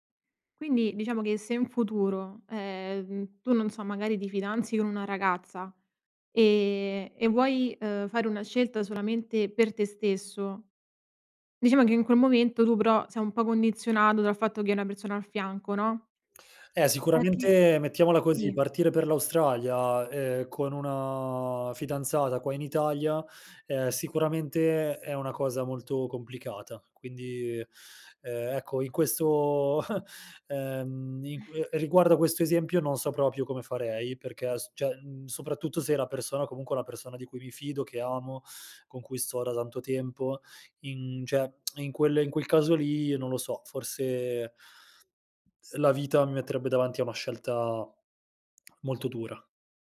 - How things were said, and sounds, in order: chuckle; chuckle; "cioè" said as "ceh"; "cioè" said as "ceh"; tongue click
- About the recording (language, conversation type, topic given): Italian, podcast, Raccontami di una volta in cui hai seguito il tuo istinto: perché hai deciso di fidarti di quella sensazione?